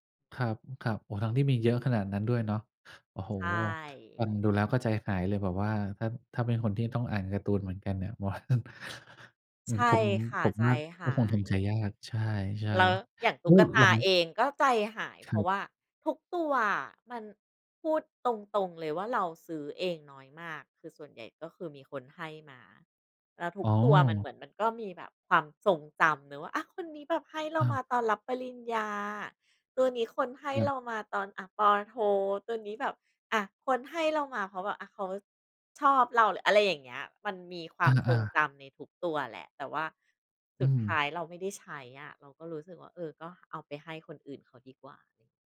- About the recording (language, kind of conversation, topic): Thai, podcast, คุณมีวิธีลดของสะสมหรือจัดการของที่ไม่ใช้แล้วอย่างไรบ้าง?
- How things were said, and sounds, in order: tapping; laughing while speaking: "ผมว่า"